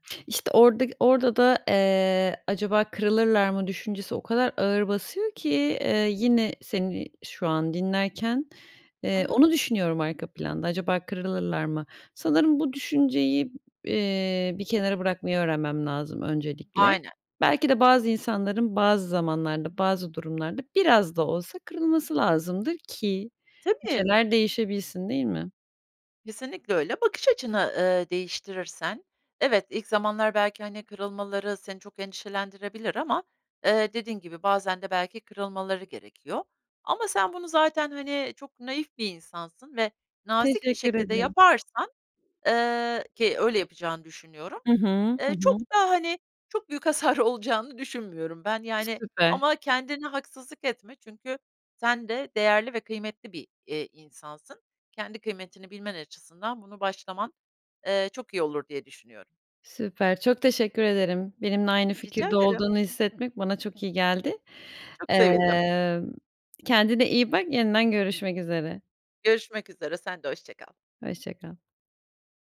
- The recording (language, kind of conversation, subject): Turkish, advice, Herkesi memnun etmeye çalışırken neden sınır koymakta zorlanıyorum?
- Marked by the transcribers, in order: other background noise; laughing while speaking: "hasar olacağını düşünmüyorum"